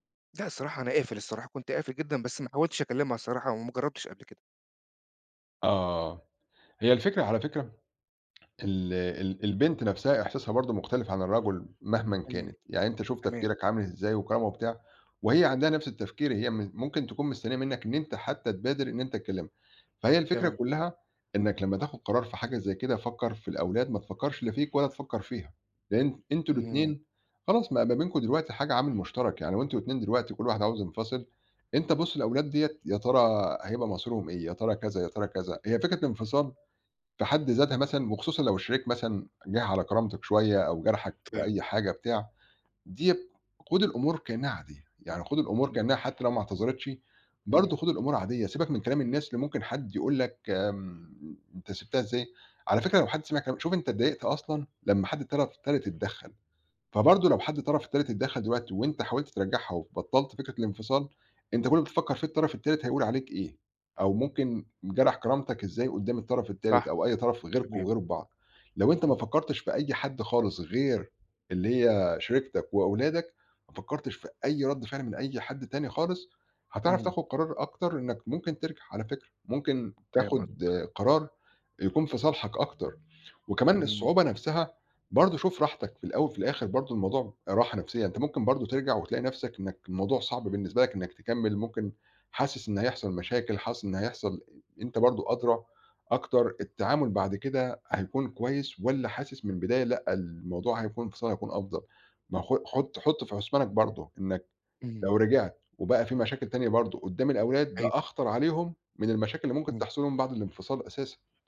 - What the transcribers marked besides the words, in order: tapping; other background noise
- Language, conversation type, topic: Arabic, advice, إزاي أتعامل مع صعوبة تقبّلي إن شريكي اختار يسيبني؟